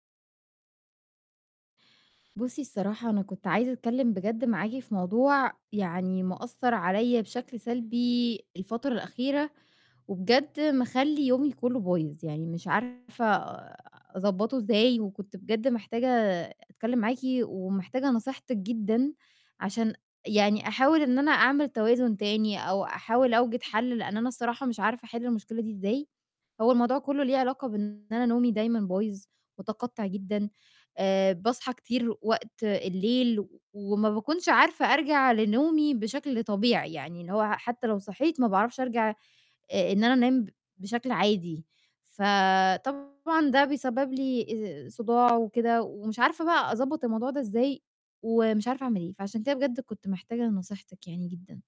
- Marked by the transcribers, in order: distorted speech
- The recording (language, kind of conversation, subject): Arabic, advice, إيه اللي ممكن يخلّيني أنام نوم متقطع وأصحى كذا مرة بالليل؟